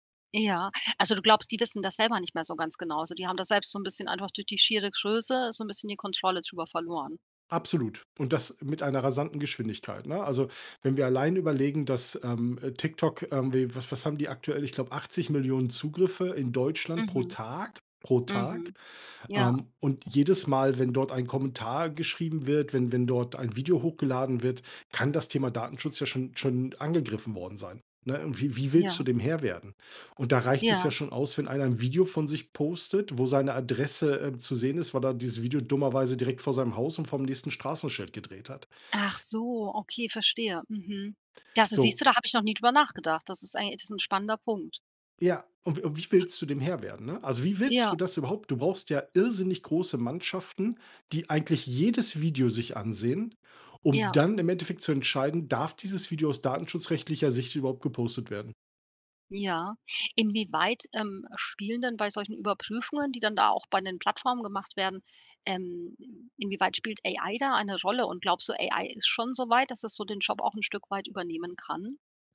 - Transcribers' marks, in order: other background noise; in English: "AI"; in English: "AI"
- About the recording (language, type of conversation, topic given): German, podcast, Was ist dir wichtiger: Datenschutz oder Bequemlichkeit?